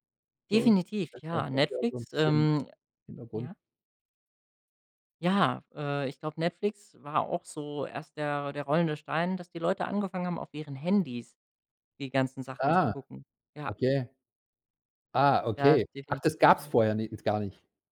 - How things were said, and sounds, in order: anticipating: "Definitiv"; stressed: "Handys"; surprised: "Ah"; stressed: "gab's"
- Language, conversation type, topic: German, podcast, Wie beeinflussen Streaming-Dienste deiner Meinung nach unser Sehverhalten?
- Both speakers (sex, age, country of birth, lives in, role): male, 25-29, Germany, Germany, guest; male, 45-49, Germany, Germany, host